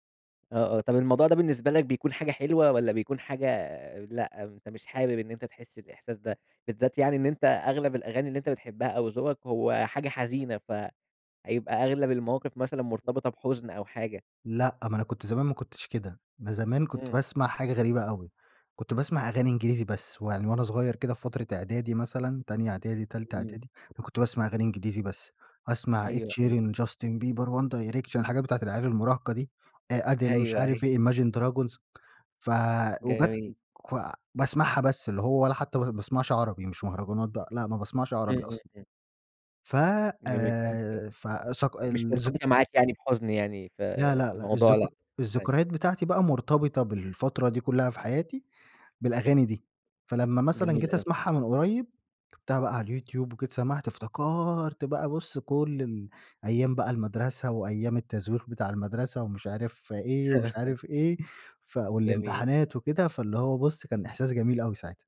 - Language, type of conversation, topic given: Arabic, podcast, إيه الأغنية اللي بتديك طاقة وثقة؟
- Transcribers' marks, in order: other background noise; laugh; tapping